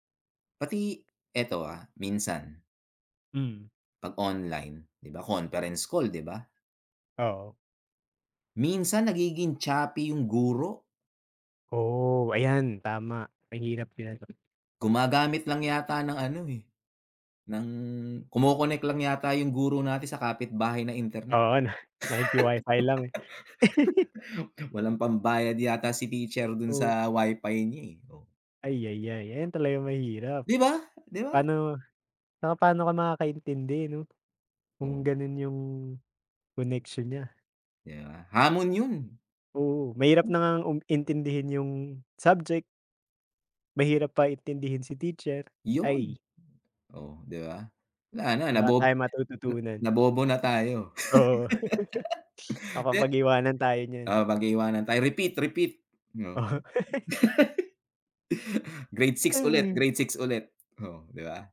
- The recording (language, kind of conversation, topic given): Filipino, unstructured, Paano nagbago ang paraan ng pag-aaral dahil sa mga plataporma sa internet para sa pagkatuto?
- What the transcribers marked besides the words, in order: giggle; laugh; tapping; laugh; laughing while speaking: "Oo"; laugh; laugh; laughing while speaking: "Oo"